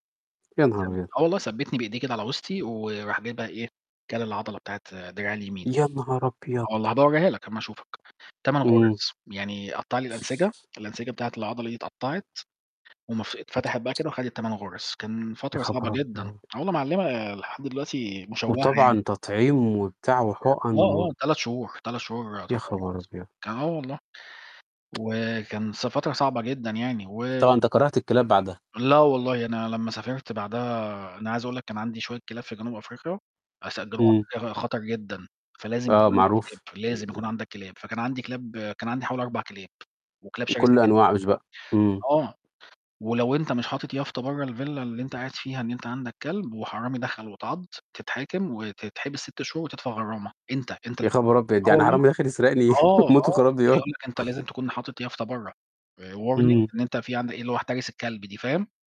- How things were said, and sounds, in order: tsk; unintelligible speech; static; tsk; unintelligible speech; distorted speech; unintelligible speech; laughing while speaking: "يسرقني"; in English: "warning"
- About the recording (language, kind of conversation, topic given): Arabic, unstructured, إيه النصيحة اللي تديها لحد عايز يربي حيوان أليف لأول مرة؟